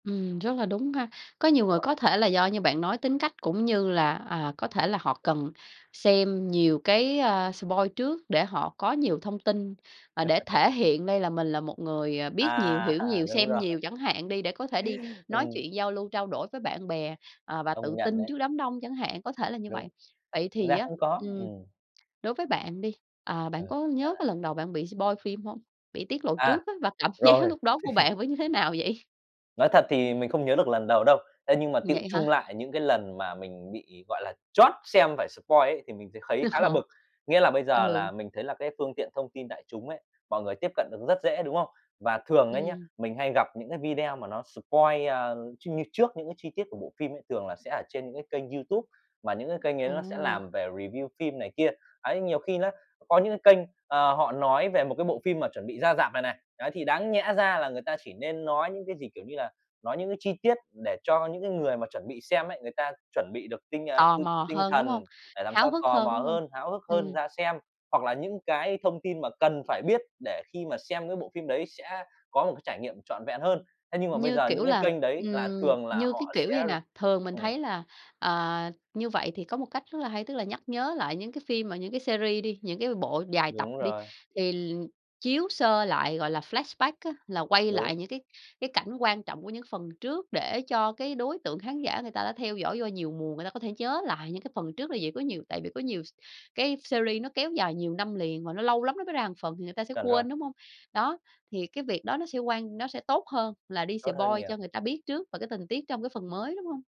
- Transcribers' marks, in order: tapping; in English: "spoil"; laugh; laughing while speaking: "À"; in English: "spoil"; laughing while speaking: "cảm giác"; chuckle; in English: "spoil"; unintelligible speech; "thấy" said as "khấy"; in English: "spoil"; in English: "review"; in English: "series"; in English: "flashback"; in English: "series"; in English: "spoil"
- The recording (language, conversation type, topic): Vietnamese, podcast, Bạn nghĩ sao về việc mọi người đọc nội dung tiết lộ trước khi xem phim?